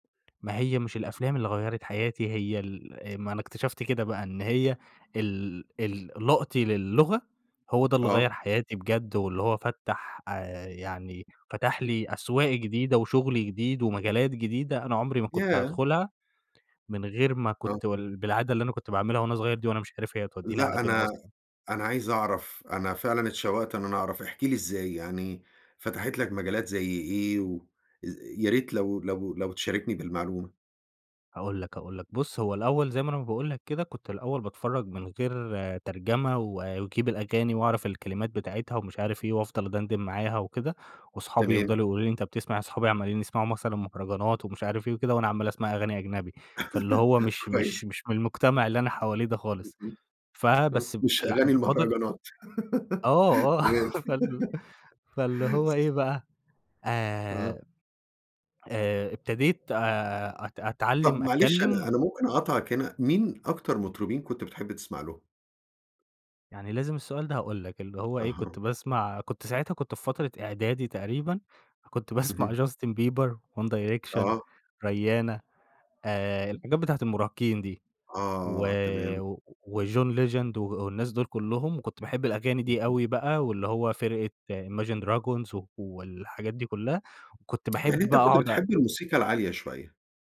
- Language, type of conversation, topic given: Arabic, podcast, هل فيه عادة صغيرة غيّرت حياتك؟ إزاي؟
- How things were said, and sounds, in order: tapping; unintelligible speech; laugh; unintelligible speech; laugh; laughing while speaking: "تمام"; laugh; laughing while speaking: "باسمع"